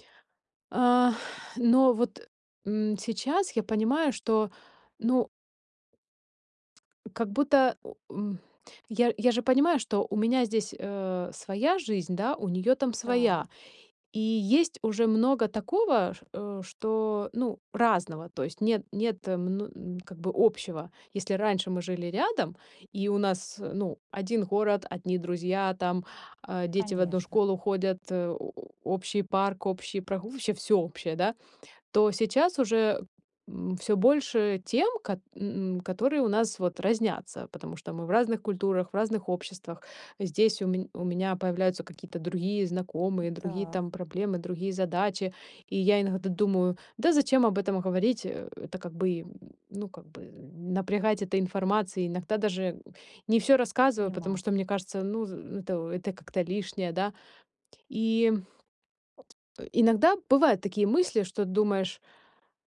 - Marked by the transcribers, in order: sigh; tapping; other background noise
- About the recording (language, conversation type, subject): Russian, advice, Почему мой друг отдалился от меня и как нам в этом разобраться?